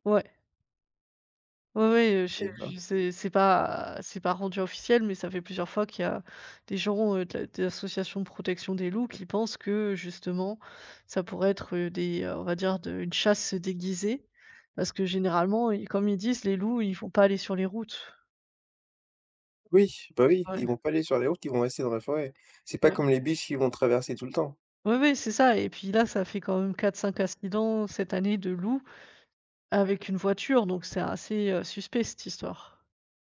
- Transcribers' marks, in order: other background noise
- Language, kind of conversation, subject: French, unstructured, Qu’est-ce qui vous met en colère face à la chasse illégale ?